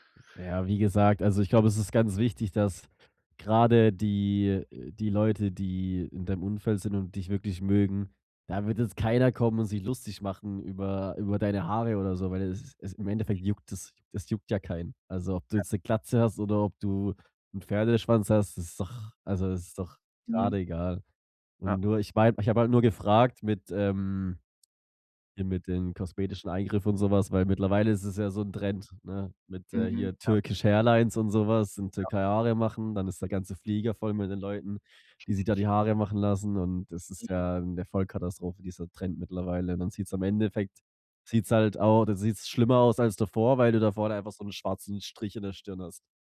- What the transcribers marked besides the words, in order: in English: "Turkish-Hairlines"; chuckle
- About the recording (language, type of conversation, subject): German, podcast, Was war dein mutigster Stilwechsel und warum?
- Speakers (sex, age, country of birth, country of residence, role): male, 25-29, Germany, Germany, guest; male, 25-29, Germany, Germany, host